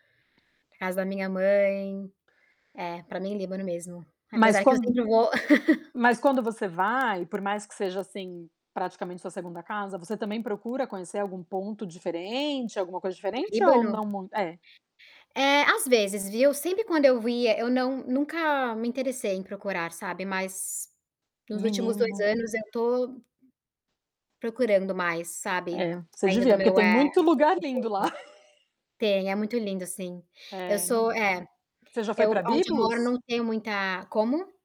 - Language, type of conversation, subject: Portuguese, unstructured, O que você gosta de experimentar quando viaja?
- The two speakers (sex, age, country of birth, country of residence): female, 25-29, Brazil, United States; female, 40-44, Brazil, United States
- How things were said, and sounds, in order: tapping; distorted speech; laugh; chuckle